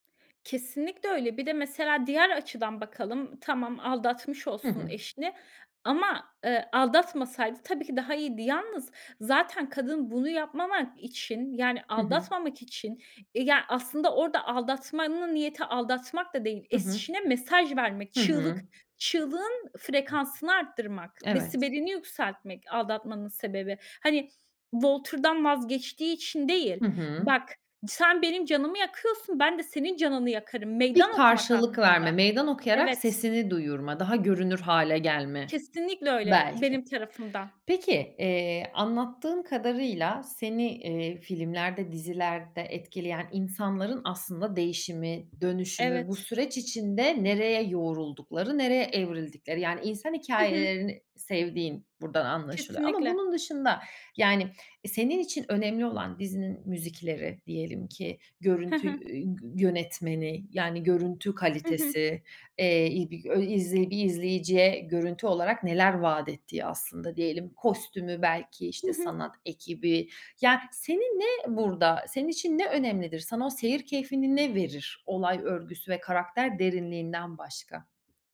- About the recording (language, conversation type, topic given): Turkish, podcast, Hayatını en çok etkileyen kitap, film ya da şarkı hangisi?
- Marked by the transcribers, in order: tapping; other background noise